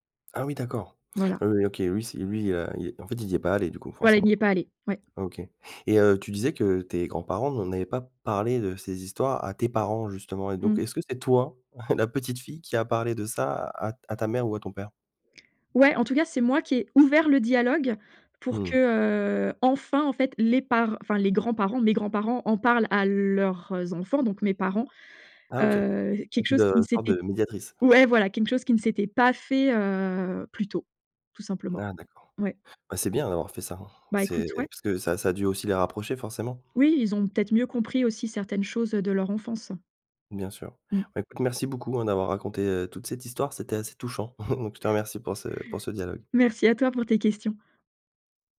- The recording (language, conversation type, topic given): French, podcast, Comment les histoires de guerre ou d’exil ont-elles marqué ta famille ?
- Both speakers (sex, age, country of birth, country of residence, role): female, 45-49, France, France, guest; male, 40-44, France, France, host
- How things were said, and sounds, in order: other background noise; stressed: "parlé"; stressed: "toi"; chuckle; unintelligible speech; chuckle